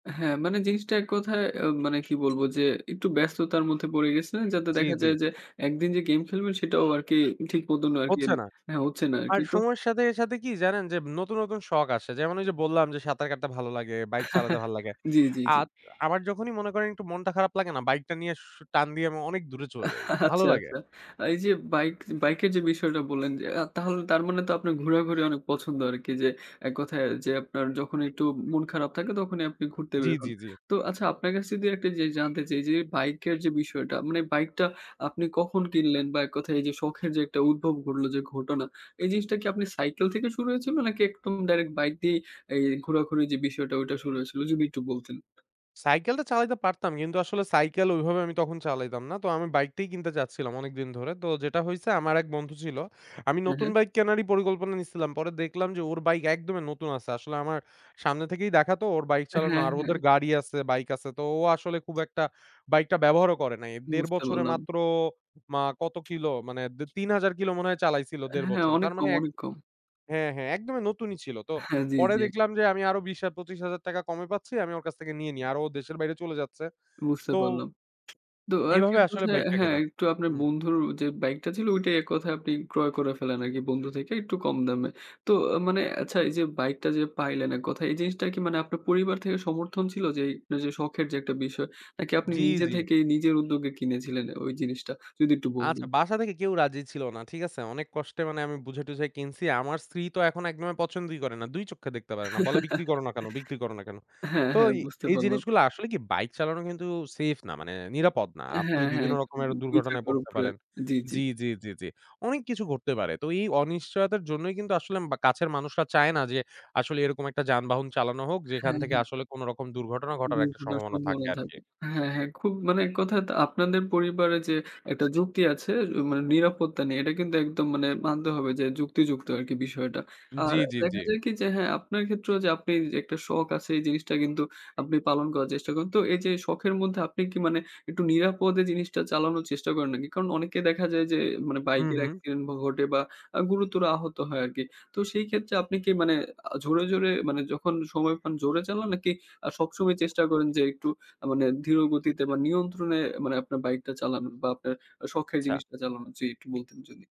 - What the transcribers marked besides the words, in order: other noise; chuckle; laughing while speaking: "আচ্ছা, আচ্ছা"; horn; tsk; chuckle
- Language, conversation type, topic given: Bengali, podcast, শখ কীভাবে আপনাকে মানসিক শান্তি দেয়?